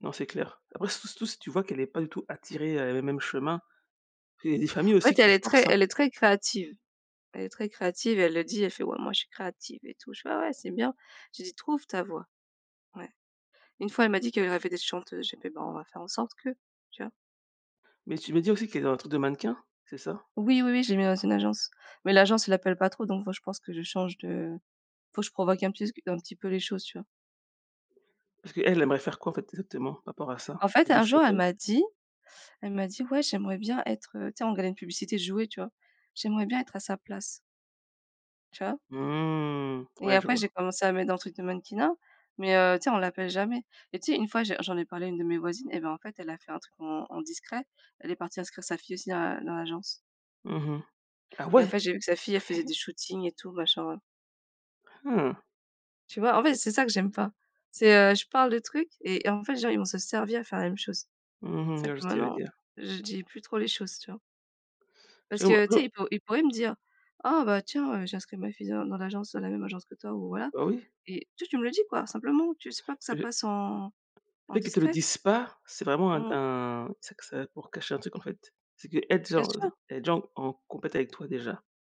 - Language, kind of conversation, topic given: French, unstructured, Comment décrirais-tu ta relation avec ta famille ?
- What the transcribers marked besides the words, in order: drawn out: "Mmh"; surprised: "ah ouais ?"; chuckle; tapping